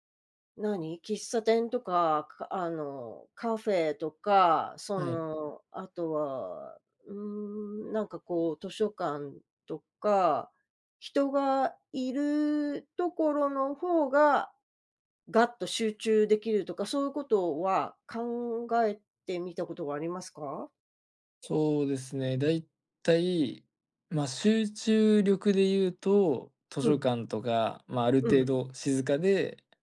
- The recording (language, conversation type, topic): Japanese, advice, 締め切りにいつもギリギリで焦ってしまうのはなぜですか？
- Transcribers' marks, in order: tapping